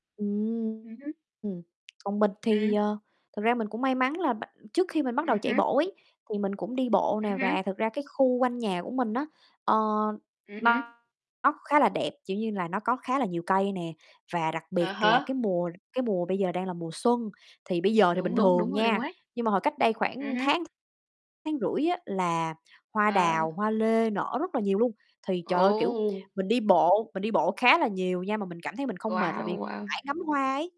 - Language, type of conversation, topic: Vietnamese, unstructured, Bạn có thích thử các hoạt động ngoài trời không, và vì sao?
- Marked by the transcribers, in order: tapping; other background noise; distorted speech